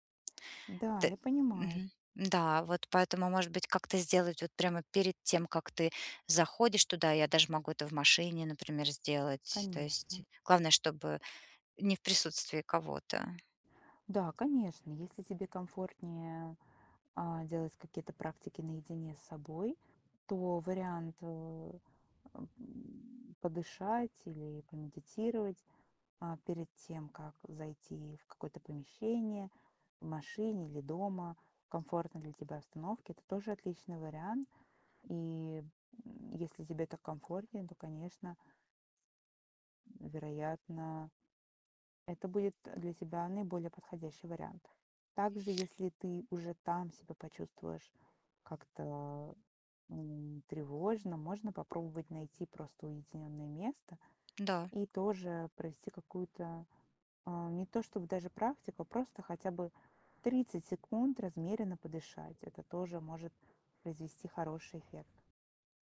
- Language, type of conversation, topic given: Russian, advice, Как перестать чувствовать себя неловко на вечеринках и легче общаться с людьми?
- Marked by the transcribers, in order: other background noise; tapping